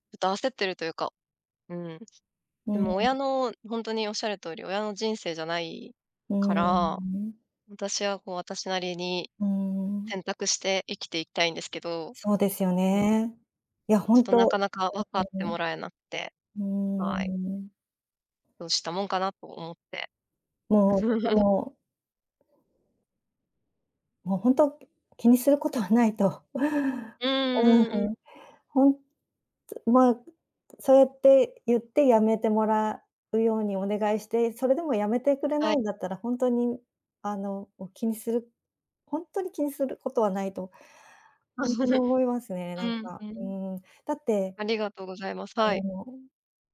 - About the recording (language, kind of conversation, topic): Japanese, advice, 親から結婚を急かされて悩んでいるのですが、どうしたらいいですか？
- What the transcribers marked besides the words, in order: other background noise; chuckle; tapping; laugh